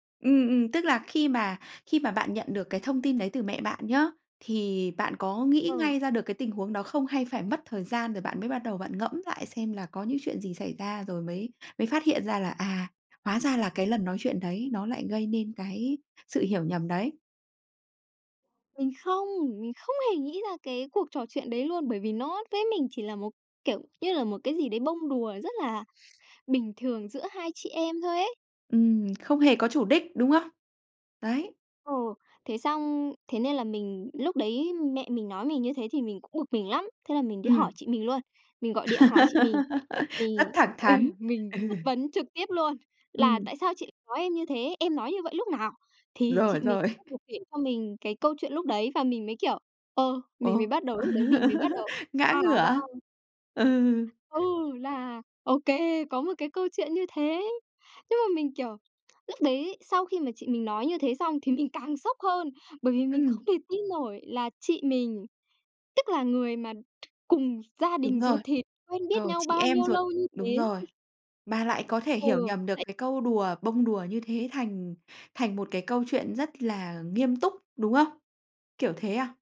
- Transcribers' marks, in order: laugh; other background noise; tapping; laugh; laugh
- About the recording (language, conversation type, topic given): Vietnamese, podcast, Bạn có thể kể về một lần bạn dám nói ra điều khó nói không?